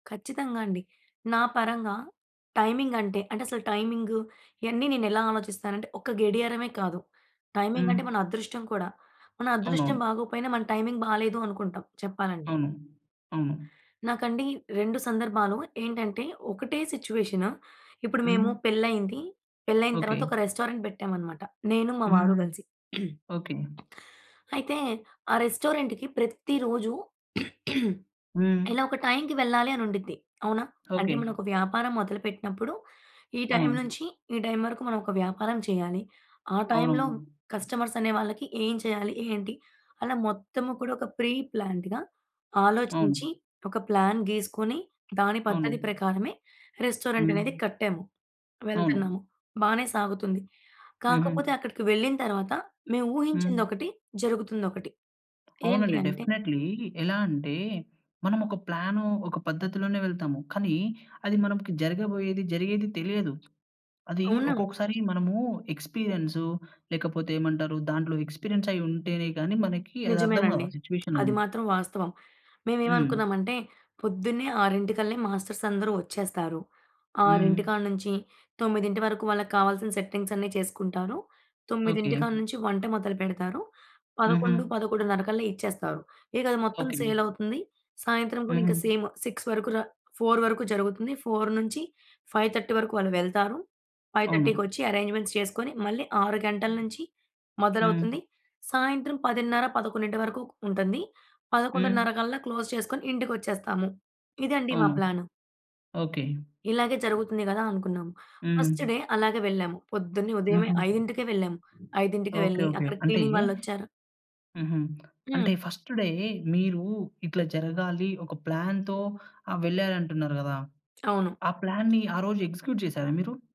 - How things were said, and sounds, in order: in English: "టైమింగ్"; in English: "టైమింగ్"; in English: "టైమింగ్"; in English: "టైమింగ్"; in English: "సిట్యుయేషన్"; in English: "రెస్టారెంట్"; throat clearing; in English: "రెస్టారెంట్‌కి"; throat clearing; in English: "కస్టమర్స్"; other background noise; in English: "ప్రీ ప్లాన్డ్‌గా"; in English: "ప్లాన్"; in English: "రెస్టారెంట్"; tapping; in English: "డెఫినెట్లీ"; in English: "ఎక్స్పీరియన్స్"; in English: "సిట్యుయేషన్"; in English: "మాస్టర్స్"; in English: "సెట్టింగ్స్"; in English: "సేల్"; in English: "సేమ్ సిక్స్"; in English: "ఫోర్"; in English: "ఫోర్ నుంచి ఫైవ్ థర్టీ"; in English: "ఫైవ్ థర్టీకొచ్చి అరేంజ్మెంట్స్"; in English: "క్లోజ్"; in English: "ప్లాన్"; in English: "ఫస్ట్ డే"; in English: "క్లీనింగ్"; in English: "ఫస్ట్ డే"; in English: "ప్లాన్‌తో"; in English: "ప్లాన్‌ని"; in English: "ఎగ్జిక్యూట్"
- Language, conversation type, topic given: Telugu, podcast, ఎప్పుడైనా సరైన సమయం దొరకక ఒక మంచి అవకాశాన్ని కోల్పోయారా?